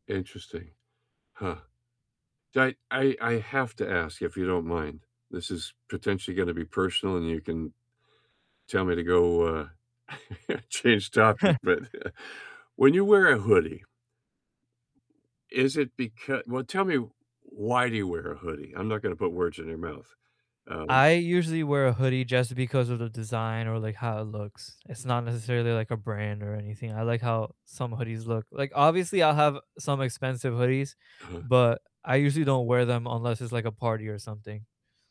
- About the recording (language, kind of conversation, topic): English, unstructured, How do you balance fitting in with standing out?
- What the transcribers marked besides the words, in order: static; chuckle; laughing while speaking: "change topic"; chuckle; other background noise